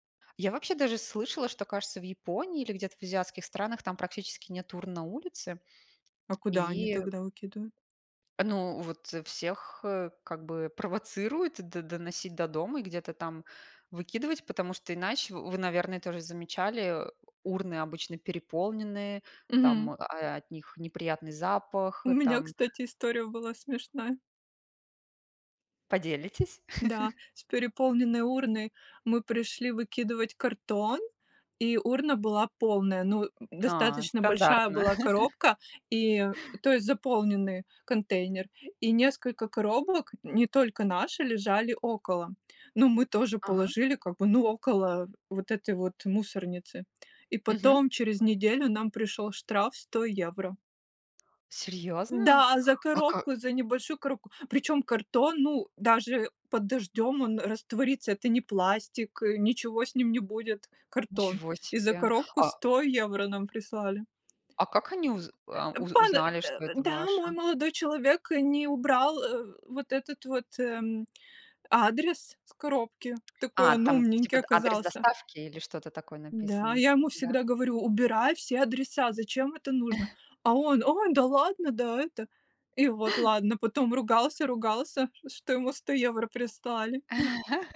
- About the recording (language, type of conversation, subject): Russian, unstructured, Почему люди не убирают за собой в общественных местах?
- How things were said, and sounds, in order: laugh; laugh; tapping; chuckle